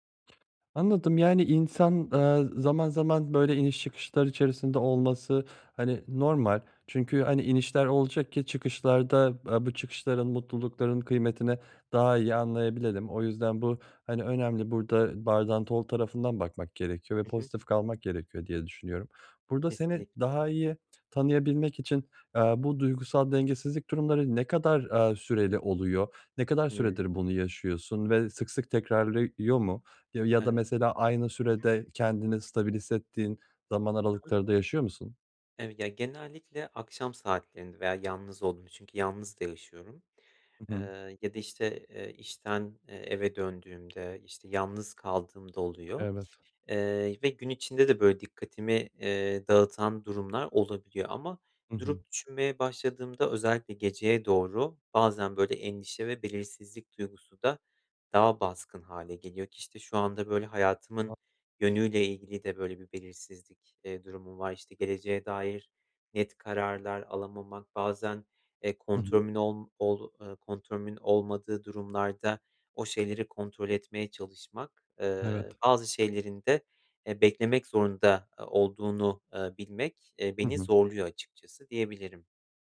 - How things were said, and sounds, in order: other background noise; "dolu" said as "tolu"; "stabilize" said as "stabilise"; other noise; tapping
- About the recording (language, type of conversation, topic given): Turkish, advice, Duygusal denge ve belirsizlik